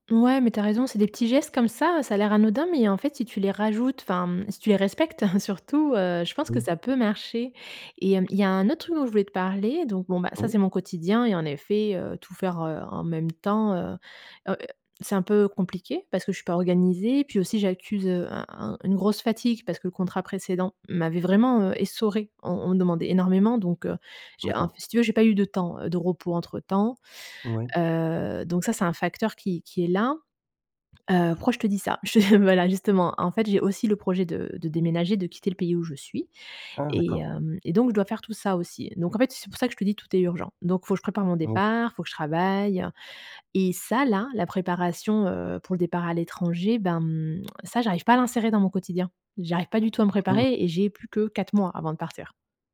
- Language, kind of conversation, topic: French, advice, Comment puis-je prioriser mes tâches quand tout semble urgent ?
- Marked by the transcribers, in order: chuckle; chuckle